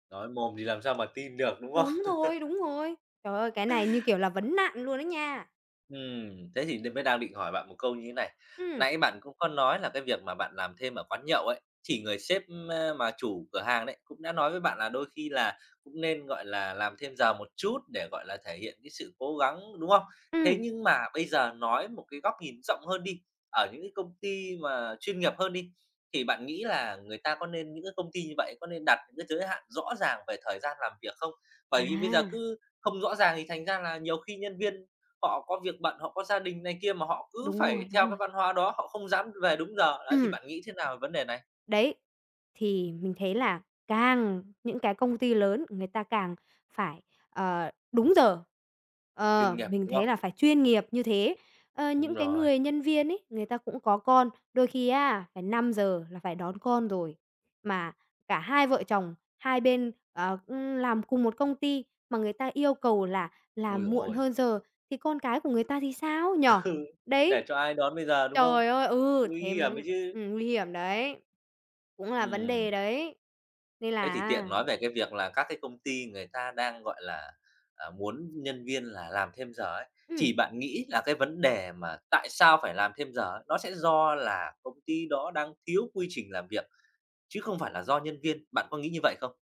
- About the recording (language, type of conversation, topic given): Vietnamese, podcast, Văn hóa làm thêm giờ ảnh hưởng tới tinh thần nhân viên ra sao?
- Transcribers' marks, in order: tapping; laugh; other background noise; laughing while speaking: "Ừ"